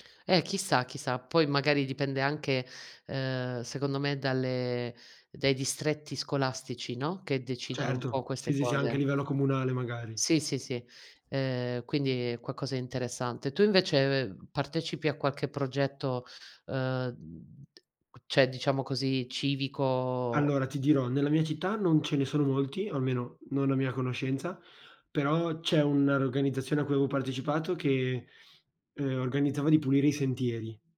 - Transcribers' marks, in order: "qualcosa" said as "quaccosa"; other background noise; unintelligible speech; "cioè" said as "ceh"; drawn out: "civico"; "organizzazione" said as "rorganizzazione"; sniff
- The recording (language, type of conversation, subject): Italian, unstructured, Qual è l’importanza della partecipazione civica?